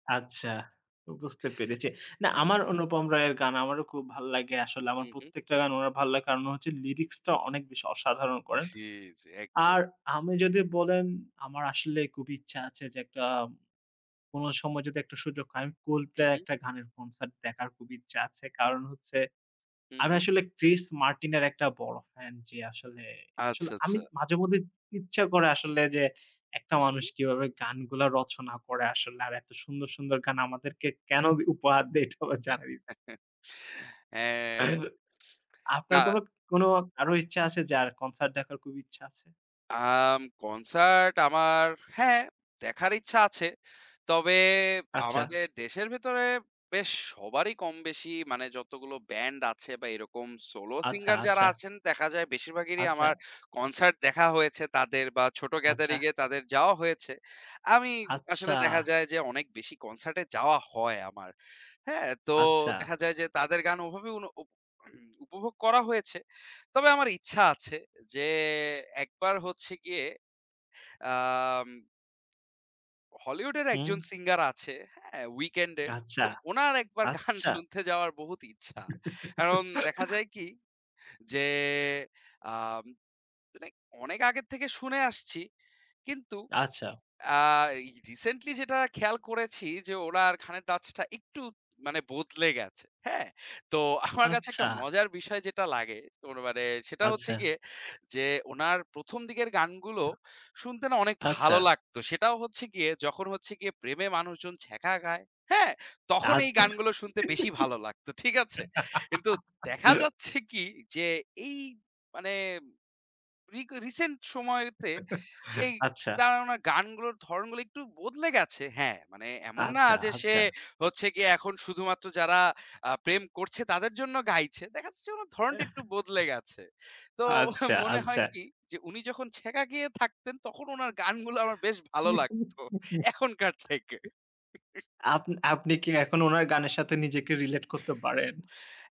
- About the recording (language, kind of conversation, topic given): Bengali, unstructured, গান গাওয়া আপনাকে কী ধরনের আনন্দ দেয়?
- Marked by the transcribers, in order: "পেরেছে" said as "পেরেচে"; tapping; laughing while speaking: "এটাও আমার জানার ইচ্ছা আছে"; chuckle; unintelligible speech; "আচ্ছা" said as "আচ্চা"; throat clearing; lip smack; laughing while speaking: "গান শুনতে যাওয়ার"; "আচ্ছা" said as "আচ্চা"; chuckle; "গানের" said as "খানের"; laughing while speaking: "আমার"; other background noise; laughing while speaking: "ঠিক আছে?"; laugh; chuckle; "আচ্ছা" said as "আচ্চা"; "আচ্ছা" said as "আচ্চা"; chuckle; laughing while speaking: "মনে হয় কি"; unintelligible speech; laughing while speaking: "লাগত এখনকার থেকে"; chuckle